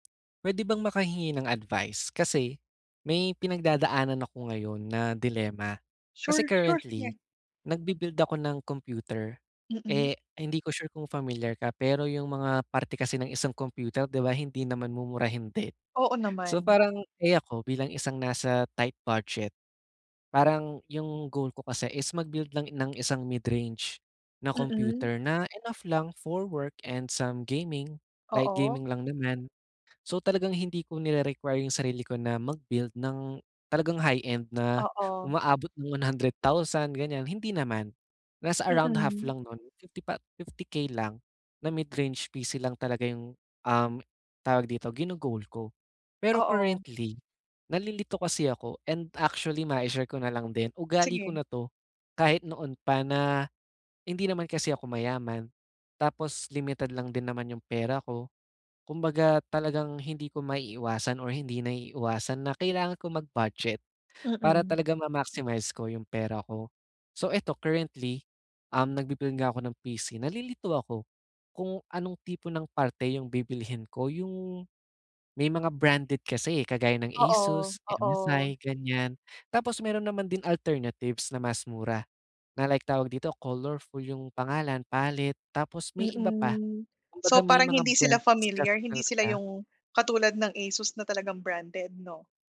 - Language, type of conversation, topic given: Filipino, advice, Paano ako makakapili kung uunahin ko ba ang kalidad o ang mas murang presyo para sa payak na pamumuhay?
- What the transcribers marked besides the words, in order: other background noise; tapping